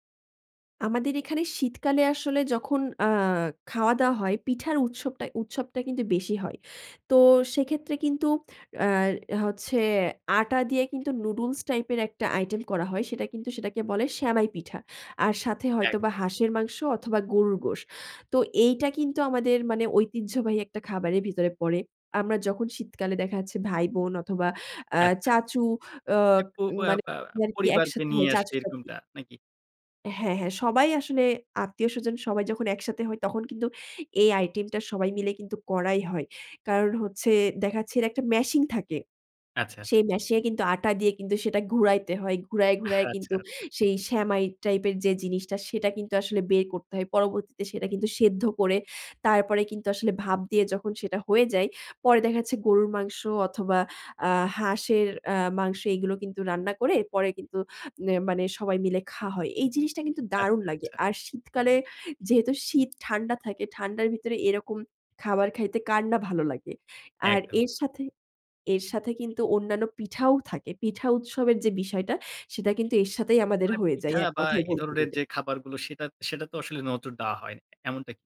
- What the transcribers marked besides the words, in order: tapping; other background noise; unintelligible speech; laughing while speaking: "আচ্ছা"
- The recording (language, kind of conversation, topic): Bengali, podcast, অতিথি এলে খাবার পরিবেশনের কোনো নির্দিষ্ট পদ্ধতি আছে?